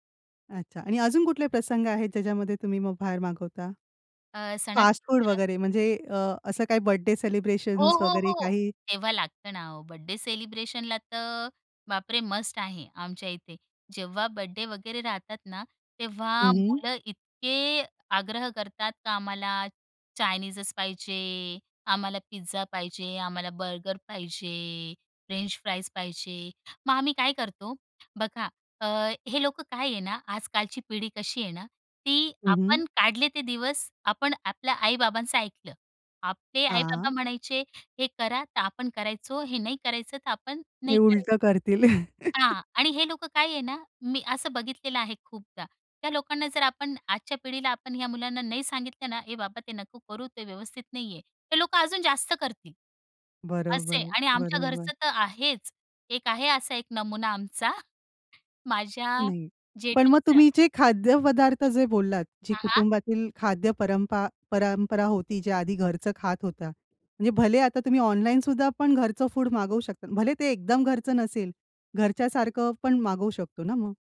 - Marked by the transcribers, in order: in English: "फास्ट फूड"; in English: "बर्थडे सेलिब्रेशन्स"; trusting: "तेव्हा लागतं ना ओ, बड्डे सेलिब्रेशनला तर बापरे!"; in English: "बड्डे सेलिब्रेशनला"; in English: "मस्ट"; in English: "बड्डे"; chuckle; laughing while speaking: "आमचा"; other noise; in English: "फूड"
- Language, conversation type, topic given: Marathi, podcast, कुटुंबातील खाद्य परंपरा कशी बदलली आहे?